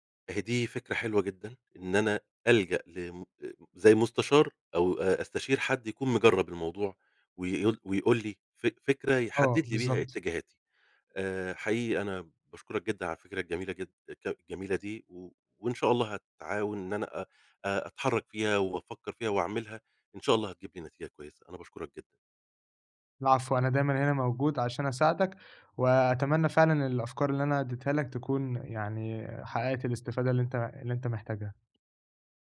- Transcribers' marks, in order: none
- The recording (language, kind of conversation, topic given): Arabic, advice, إزاي أتخيّل نتائج قرارات الحياة الكبيرة في المستقبل وأختار الأحسن؟